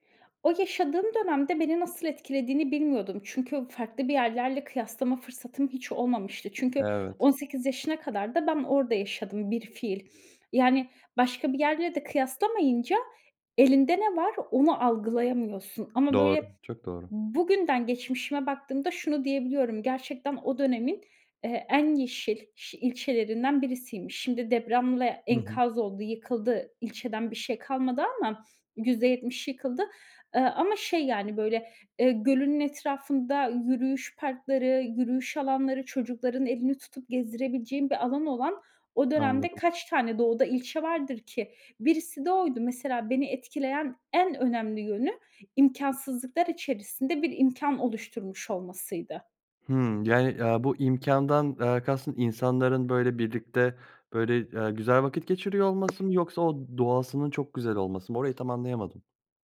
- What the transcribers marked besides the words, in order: tapping; sniff; other background noise
- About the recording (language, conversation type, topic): Turkish, podcast, Bir şehir seni hangi yönleriyle etkiler?